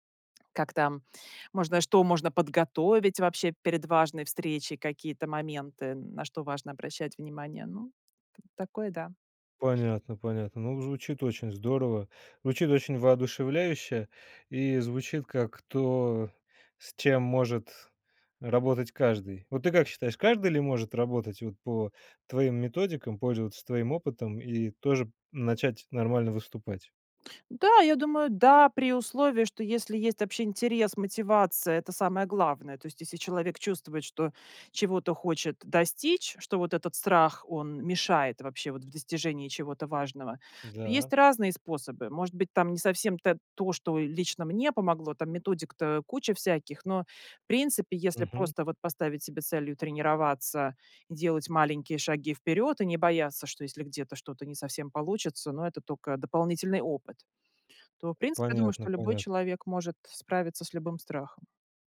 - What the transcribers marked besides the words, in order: none
- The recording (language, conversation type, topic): Russian, podcast, Как ты работаешь со своими страхами, чтобы их преодолеть?